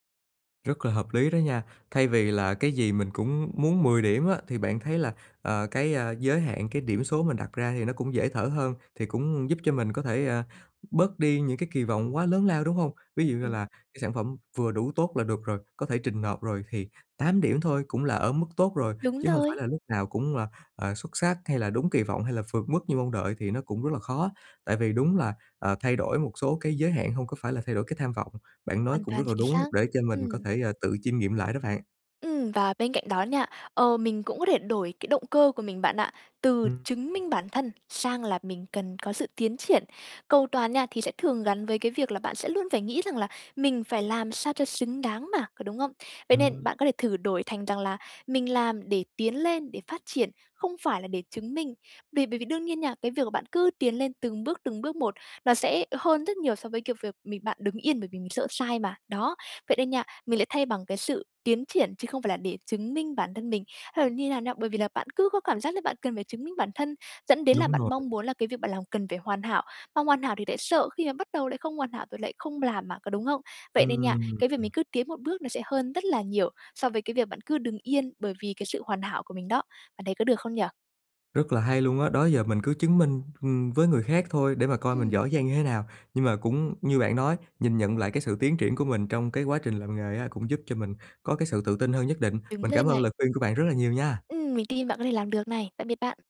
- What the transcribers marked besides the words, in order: other noise; tapping; other background noise
- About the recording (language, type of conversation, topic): Vietnamese, advice, Làm thế nào để vượt qua cầu toàn gây trì hoãn và bắt đầu công việc?